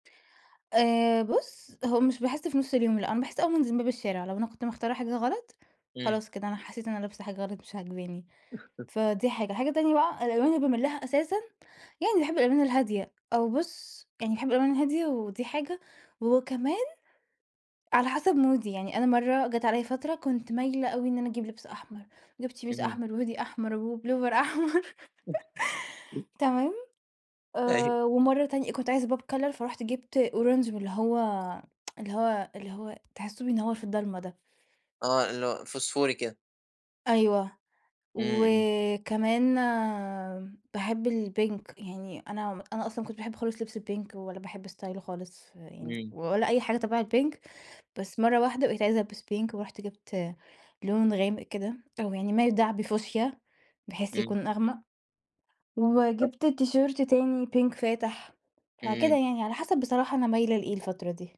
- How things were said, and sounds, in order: laugh; in English: "مودي"; in English: "شميز"; chuckle; in English: "وهودي"; laugh; laughing while speaking: "أيوه"; in English: "pop color"; in English: "orange"; tsk; in English: "الpink"; in English: "الpink"; in English: "ستايله"; in English: "الpink"; in English: "pink"; in English: "تيشيرت"; in English: "pink"
- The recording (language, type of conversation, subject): Arabic, podcast, إزاي بتختار لبسك كل يوم؟